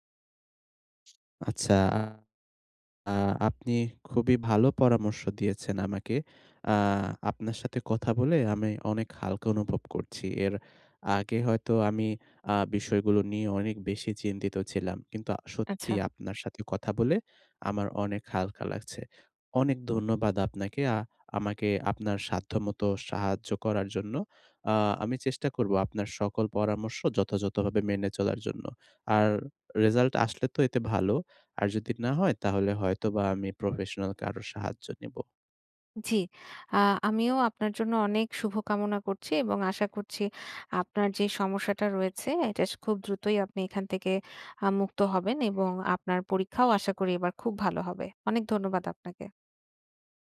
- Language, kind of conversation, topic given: Bengali, advice, সপ্তাহান্তে ভ্রমণ বা ব্যস্ততা থাকলেও টেকসইভাবে নিজের যত্নের রুটিন কীভাবে বজায় রাখা যায়?
- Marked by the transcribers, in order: other background noise